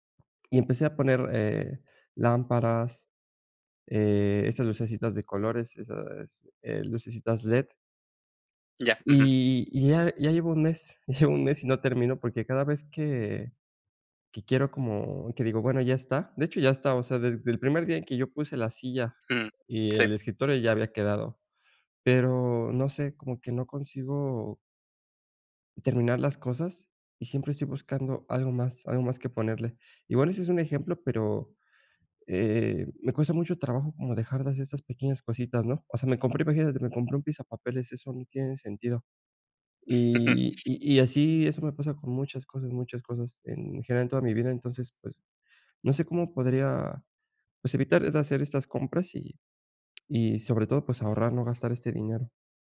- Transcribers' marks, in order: chuckle; laugh; other background noise
- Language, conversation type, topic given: Spanish, advice, ¿Cómo puedo evitar las compras impulsivas y ahorrar mejor?